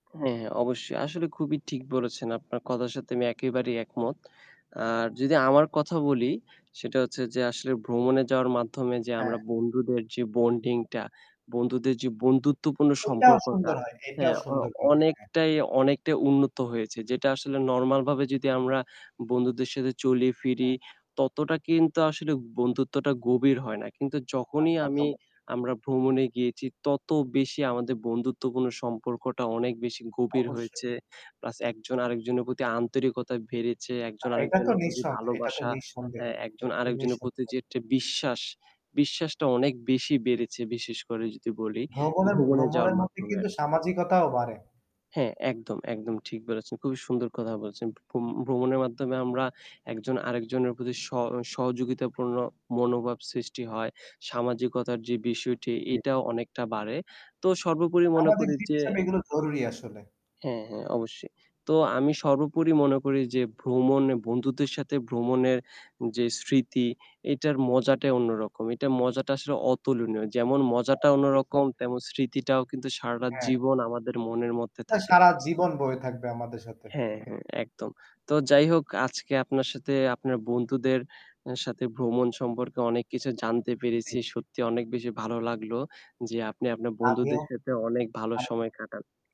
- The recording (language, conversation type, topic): Bengali, unstructured, ভ্রমণে বন্ধুদের সঙ্গে বেড়াতে গেলে কেমন মজা লাগে?
- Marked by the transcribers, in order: static; unintelligible speech; distorted speech; "একটি" said as "এট্টি"; other background noise; "সারাটা" said as "সারাডা"; "সাথে" said as "সাতে"